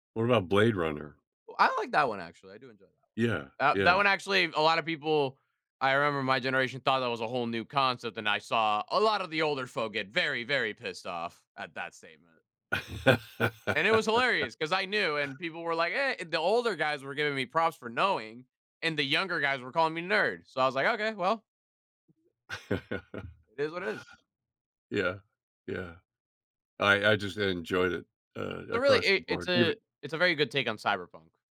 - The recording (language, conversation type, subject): English, unstructured, How should I weigh visual effects versus storytelling and acting?
- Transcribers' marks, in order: other background noise; laugh; laugh